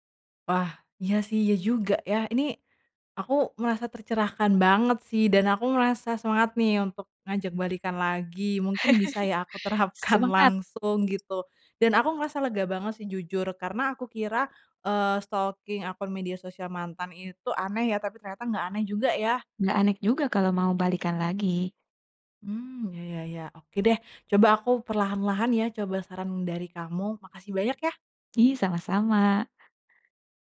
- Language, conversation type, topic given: Indonesian, advice, Bagaimana cara berhenti terus-menerus memeriksa akun media sosial mantan dan benar-benar bisa move on?
- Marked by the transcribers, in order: laugh; laughing while speaking: "terapkan"; in English: "stalking"